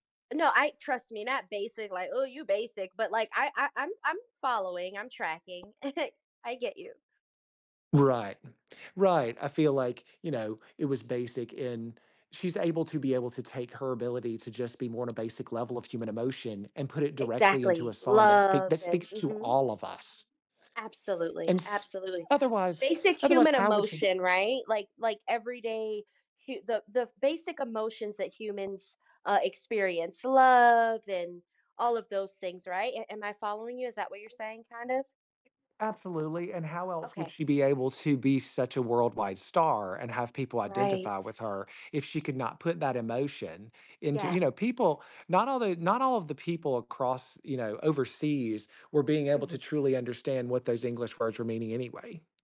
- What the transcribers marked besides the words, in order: tapping; chuckle; background speech; other background noise
- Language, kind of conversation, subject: English, podcast, Why do certain songs stick in our heads and become hits?
- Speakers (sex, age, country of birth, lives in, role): female, 35-39, United States, United States, host; male, 50-54, United States, United States, guest